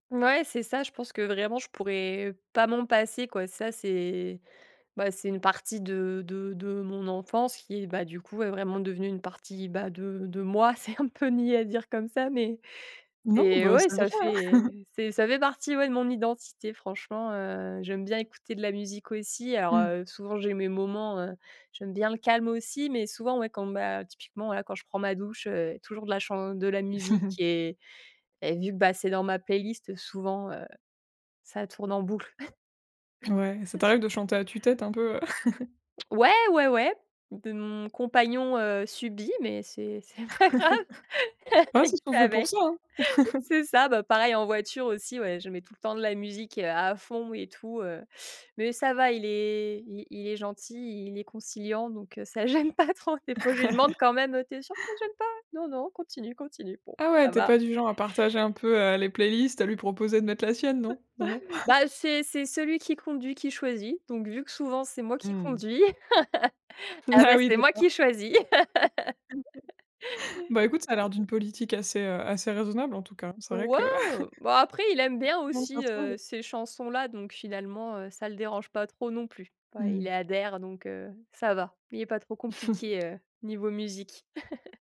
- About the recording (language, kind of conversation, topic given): French, podcast, Quelle chanson te fait penser à une personne importante ?
- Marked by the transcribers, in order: laughing while speaking: "C'est un peu niais à dire"; chuckle; chuckle; chuckle; laugh; laughing while speaking: "pas grave, il fait avec"; laugh; laugh; laughing while speaking: "ça gêne pas trop"; chuckle; chuckle; laughing while speaking: "Ah oui"; laugh; chuckle; laugh; other background noise; chuckle; laugh; tapping; laugh